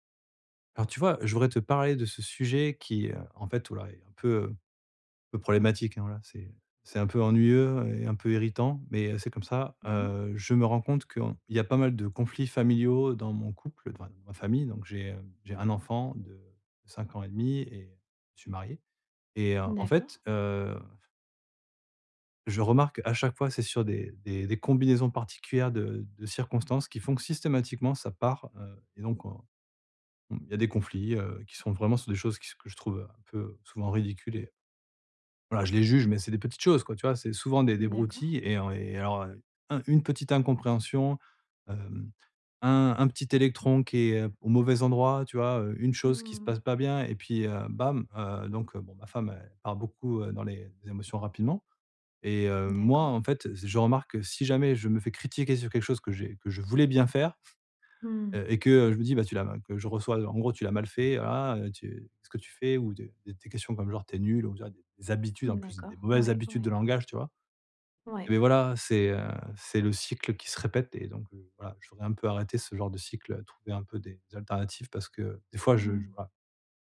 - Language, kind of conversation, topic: French, advice, Comment puis-je mettre fin aux disputes familiales qui reviennent sans cesse ?
- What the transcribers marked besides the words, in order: none